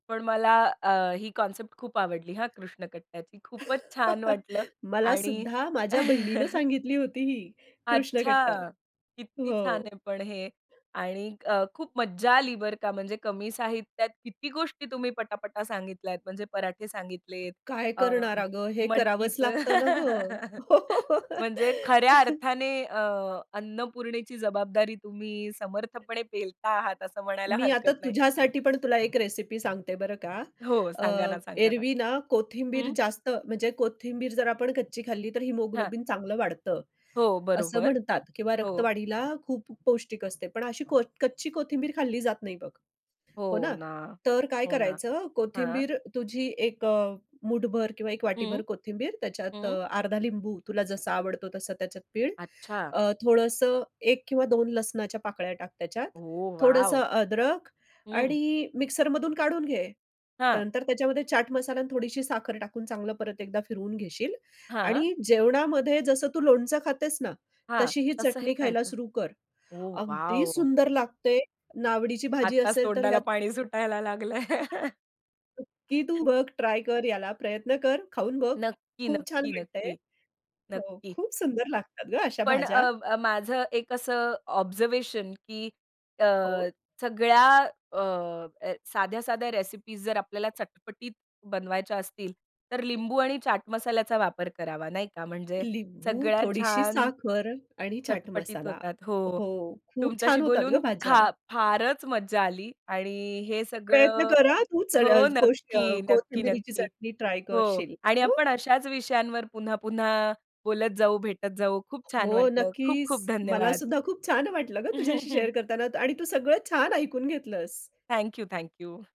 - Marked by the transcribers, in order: tapping; laugh; chuckle; other background noise; laugh; laughing while speaking: "हो, हो, हो"; laugh; wind; laughing while speaking: "सुटायला लागलंय"; chuckle; unintelligible speech; chuckle; in English: "शेअर"
- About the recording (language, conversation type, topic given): Marathi, podcast, साध्या साहित्याचा वापर करून तुम्ही एखाद्या पदार्थात नवी चव कशी आणता?